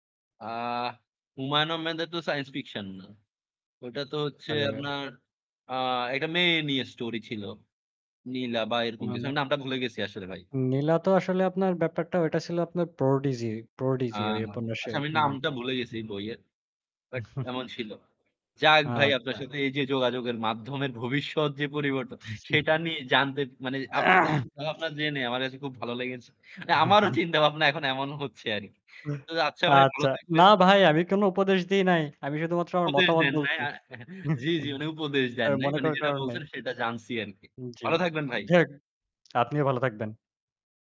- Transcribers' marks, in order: drawn out: "আ"; static; chuckle; chuckle; throat clearing; other noise; chuckle; laughing while speaking: "আচ্ছা"; chuckle
- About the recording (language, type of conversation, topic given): Bengali, unstructured, প্রযুক্তি কীভাবে আমাদের যোগাযোগের ধরন পরিবর্তন করছে?